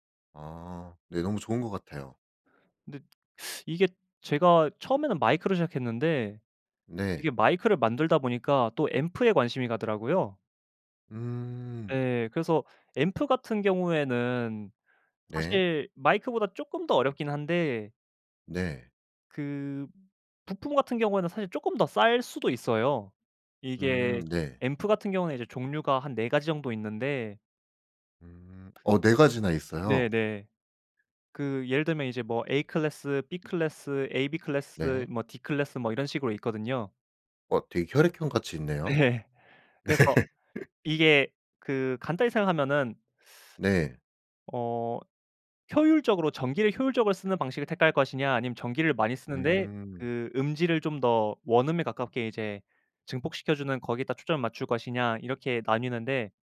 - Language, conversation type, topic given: Korean, podcast, 취미를 오래 유지하는 비결이 있다면 뭐예요?
- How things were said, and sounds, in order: other background noise; teeth sucking; laughing while speaking: "네"; laughing while speaking: "네"; laugh; teeth sucking